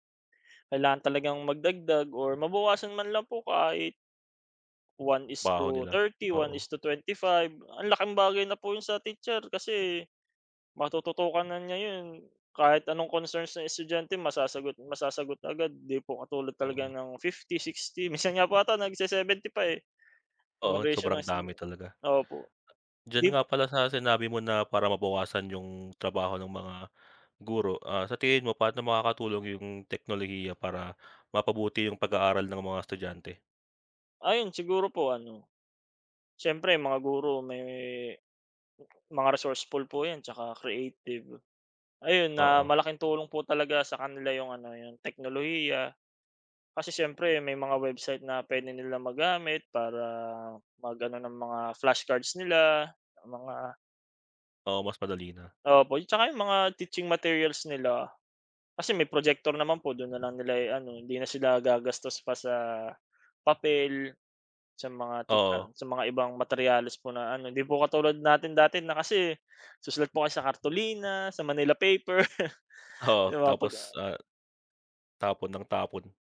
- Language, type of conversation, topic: Filipino, unstructured, Paano sa palagay mo dapat magbago ang sistema ng edukasyon?
- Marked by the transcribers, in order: other background noise; tapping; laugh; laughing while speaking: "Oo"